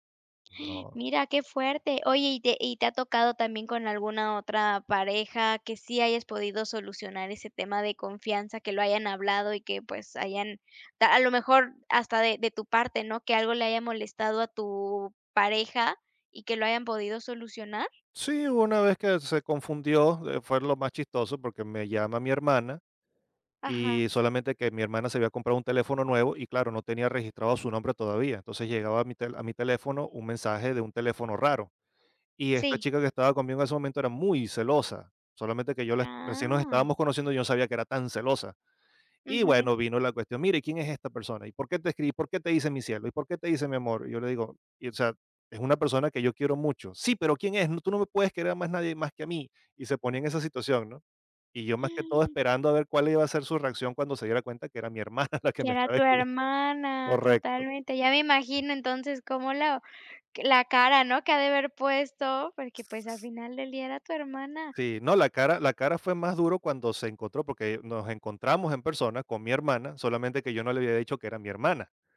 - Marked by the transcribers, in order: gasp; stressed: "muy"; gasp; laughing while speaking: "hermana"; laughing while speaking: "escribi"; other noise
- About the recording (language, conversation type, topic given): Spanish, podcast, ¿Cómo se construye la confianza en una pareja?